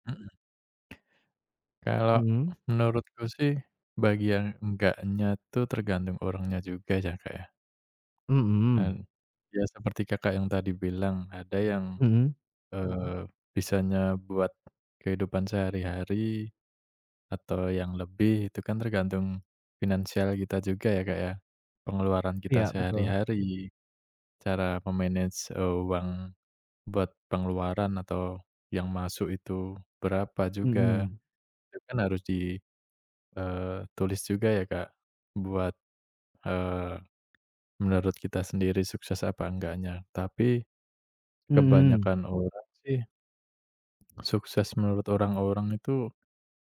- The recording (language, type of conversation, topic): Indonesian, unstructured, Apa arti sukses menurut kamu secara pribadi?
- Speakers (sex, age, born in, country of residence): female, 18-19, Indonesia, Indonesia; male, 30-34, Indonesia, Indonesia
- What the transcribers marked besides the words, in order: other background noise; in English: "me-manage"; tapping